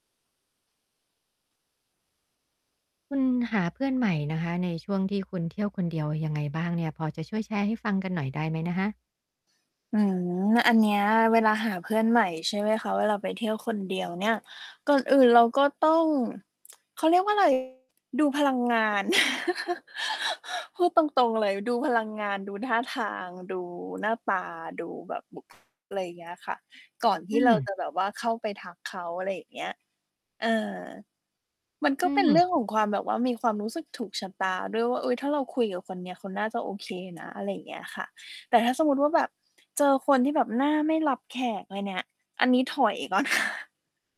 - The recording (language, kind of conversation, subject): Thai, podcast, คุณหาเพื่อนใหม่ตอนเดินทางคนเดียวยังไงบ้าง?
- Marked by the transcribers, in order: static; tsk; distorted speech; laugh; tapping; mechanical hum; laughing while speaking: "ก่อนค่ะ"